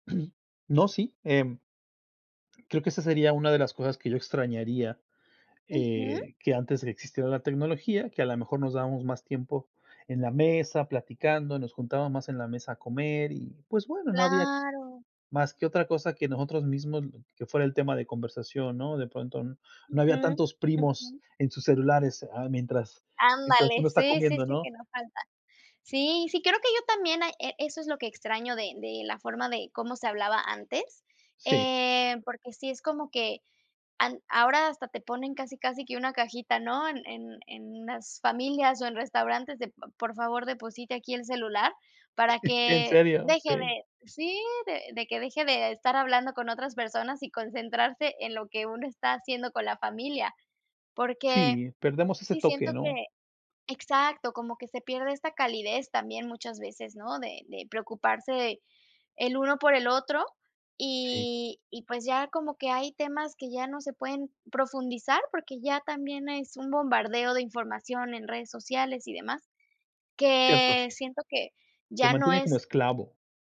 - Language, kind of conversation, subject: Spanish, unstructured, ¿Cómo crees que la tecnología ha cambiado nuestra forma de comunicarnos?
- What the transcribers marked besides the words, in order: throat clearing; chuckle